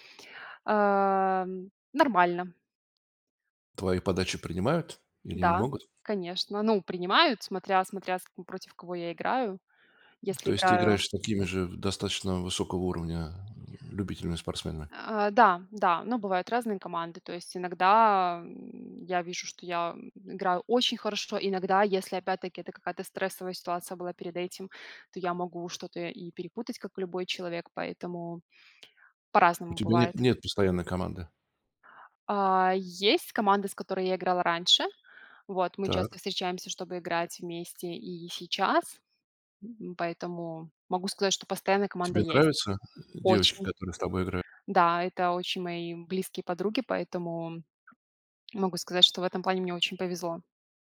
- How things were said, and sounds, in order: tapping
- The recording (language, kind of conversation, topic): Russian, podcast, Как вы справляетесь со стрессом в повседневной жизни?